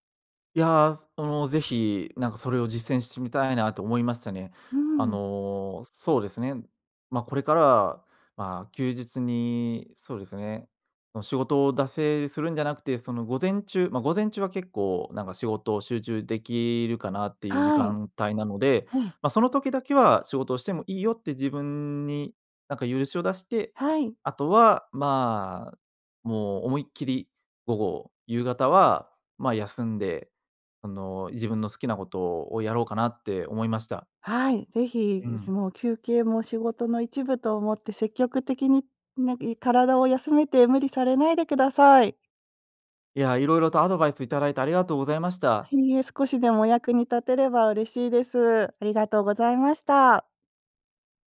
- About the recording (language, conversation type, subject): Japanese, advice, 週末にだらけてしまう癖を変えたい
- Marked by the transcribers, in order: none